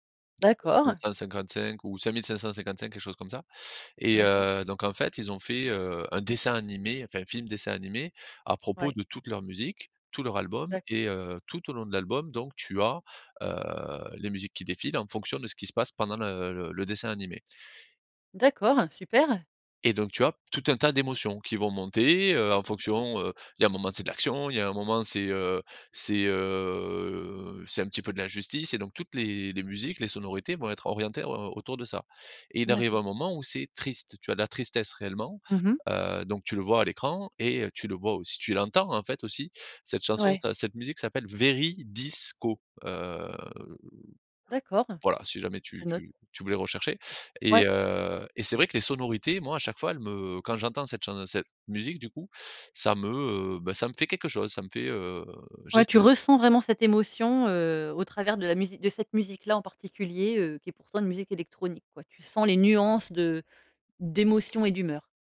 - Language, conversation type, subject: French, podcast, Quel est ton meilleur souvenir de festival entre potes ?
- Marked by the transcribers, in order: drawn out: "heu"; drawn out: "hem"